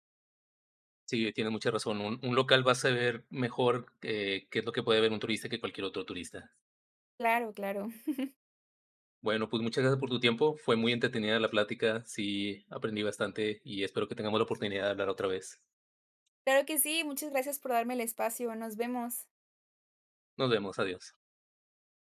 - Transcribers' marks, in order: chuckle
- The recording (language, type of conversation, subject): Spanish, podcast, ¿Qué te fascina de viajar por placer?